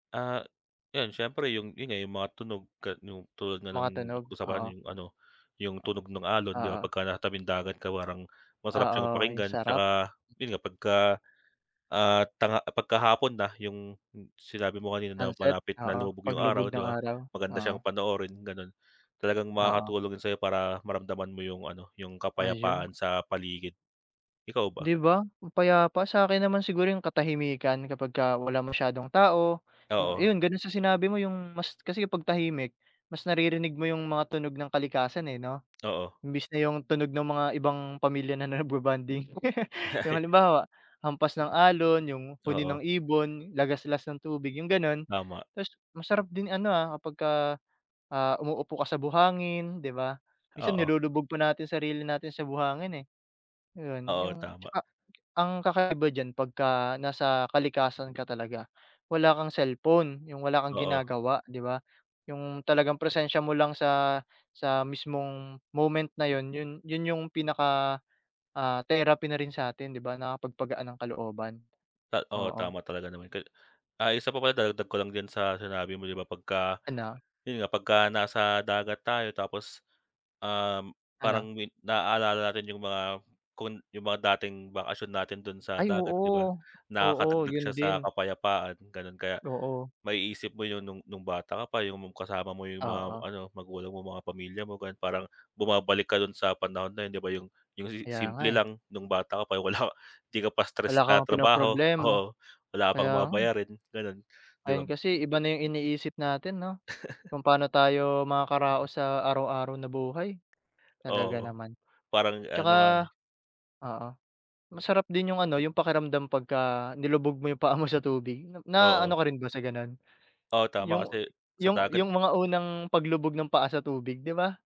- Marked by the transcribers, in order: tapping; other background noise; laugh; chuckle
- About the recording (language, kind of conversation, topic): Filipino, unstructured, Ano ang nararamdaman mo kapag nasa tabi ka ng dagat o ilog?